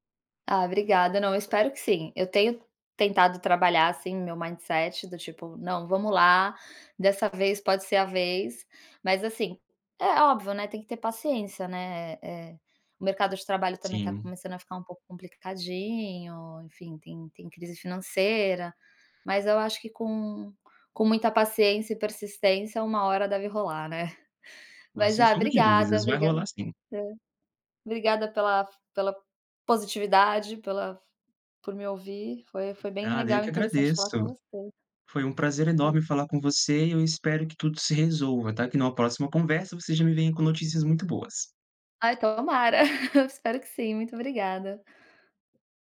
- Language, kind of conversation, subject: Portuguese, advice, Como lidar com a insegurança antes de uma entrevista de emprego?
- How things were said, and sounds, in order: tapping; in English: "mindset"; chuckle; other background noise; laugh